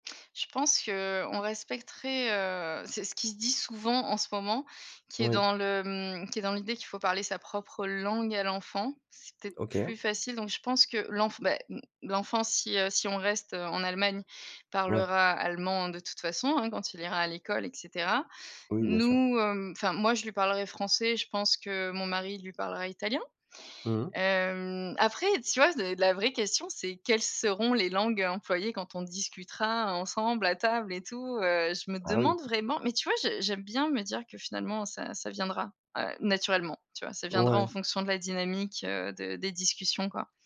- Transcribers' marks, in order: other background noise
- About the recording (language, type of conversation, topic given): French, podcast, Comment la langue influence-t-elle ton identité personnelle ?